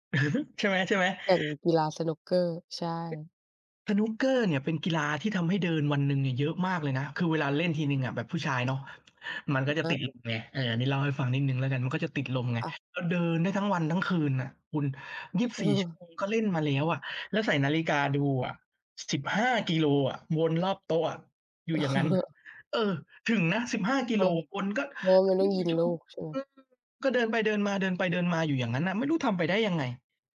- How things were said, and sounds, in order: chuckle; tapping; other background noise; laughing while speaking: "เออ"
- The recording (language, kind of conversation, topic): Thai, unstructured, คุณชอบเล่นกีฬาหรือออกกำลังกายแบบไหน?